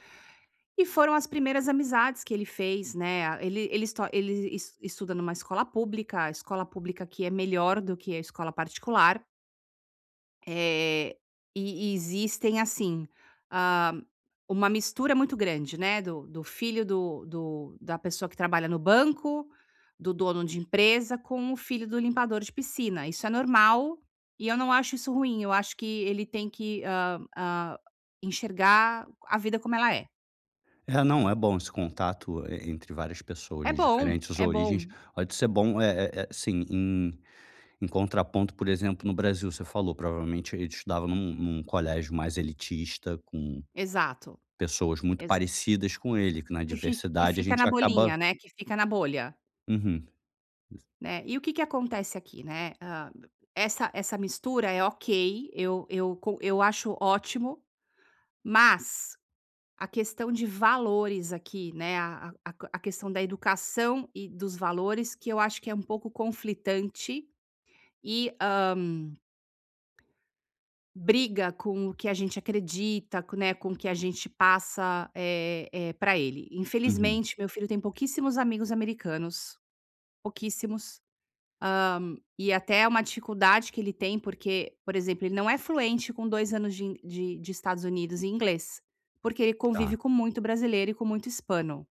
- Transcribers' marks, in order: other background noise; unintelligible speech; tapping
- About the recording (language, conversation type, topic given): Portuguese, advice, Como podemos lidar quando discordamos sobre educação e valores?